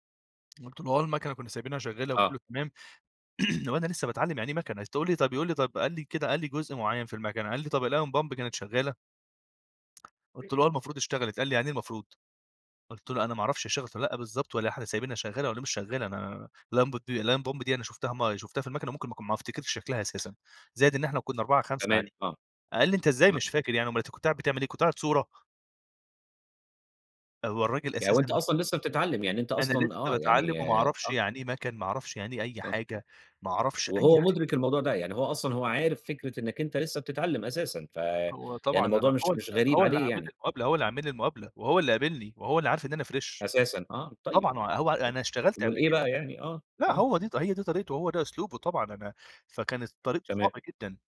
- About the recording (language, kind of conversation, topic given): Arabic, podcast, إزاي بتتعامل مع ثقافة المكتب السلبية؟
- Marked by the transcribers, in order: throat clearing; in English: "الAeon pump"; tapping; unintelligible speech; in English: "Aeon pump"; other background noise; unintelligible speech; in English: "Fresh"